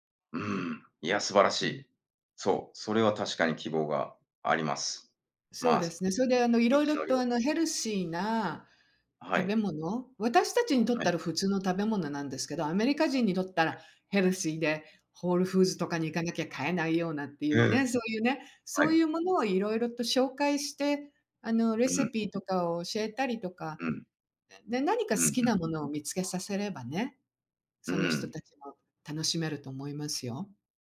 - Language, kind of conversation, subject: Japanese, unstructured, 最近のニュースで希望を感じたのはどんなことですか？
- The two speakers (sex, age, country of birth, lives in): female, 60-64, Japan, United States; male, 45-49, Japan, United States
- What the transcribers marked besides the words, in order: other background noise